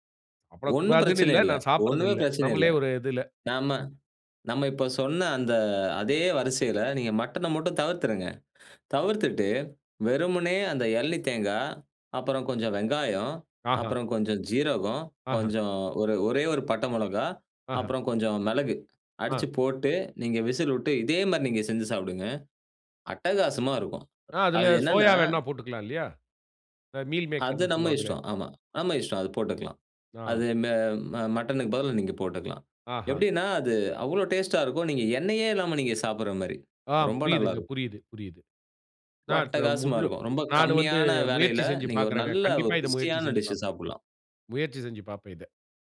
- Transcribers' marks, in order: other background noise; unintelligible speech
- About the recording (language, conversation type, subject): Tamil, podcast, உணவின் வாசனை உங்கள் உணர்வுகளை எப்படித் தூண்டுகிறது?